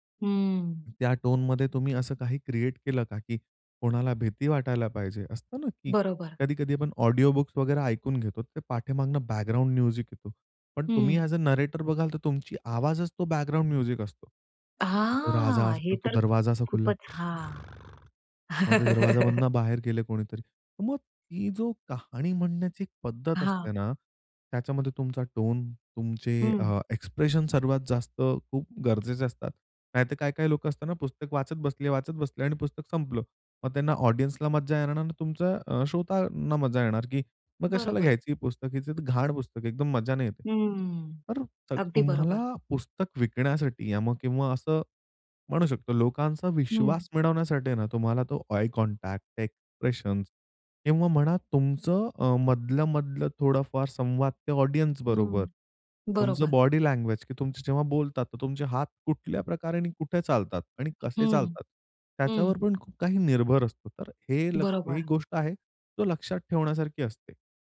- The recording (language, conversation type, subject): Marathi, podcast, कथा सांगताना समोरच्या व्यक्तीचा विश्वास कसा जिंकतोस?
- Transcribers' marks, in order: in English: "बॅकग्राउंड म्युझिक"; in English: "ऍज अ नरेटर"; in English: "बॅकग्राउंड म्युझिक"; drawn out: "हां"; put-on voice: "खूर"; laugh; in English: "ऑडियन्सला"; in English: "आय कॉन्टॅक्ट, एक्सप्रेशन्स"; in English: "ऑडियन्स"